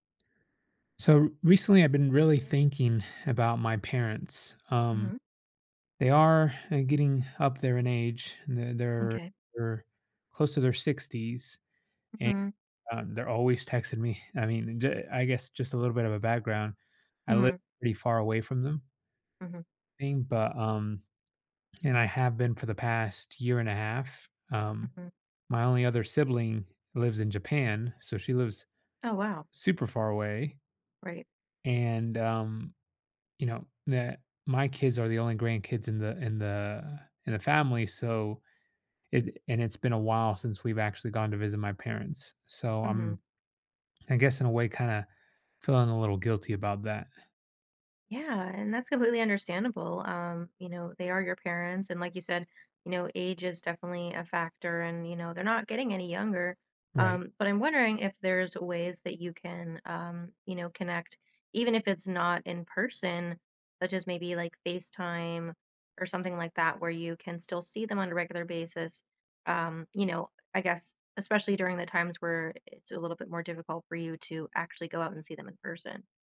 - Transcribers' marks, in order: other background noise; tapping
- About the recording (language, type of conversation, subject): English, advice, How can I cope with guilt about not visiting my aging parents as often as I'd like?
- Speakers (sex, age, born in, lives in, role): female, 30-34, United States, United States, advisor; male, 35-39, United States, United States, user